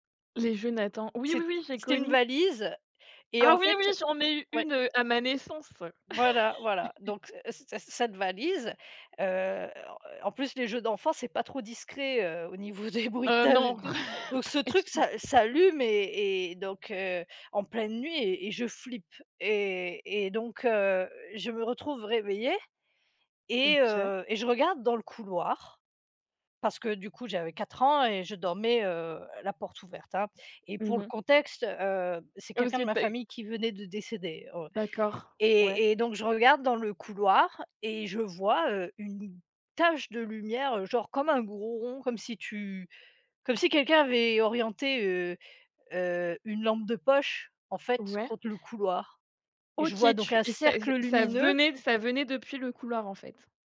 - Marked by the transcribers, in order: chuckle; laughing while speaking: "des bruitages et tout"; chuckle; laughing while speaking: "pas"; unintelligible speech; other background noise
- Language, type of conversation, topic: French, unstructured, Préférez-vous les histoires à mystère ou les thrillers psychologiques ?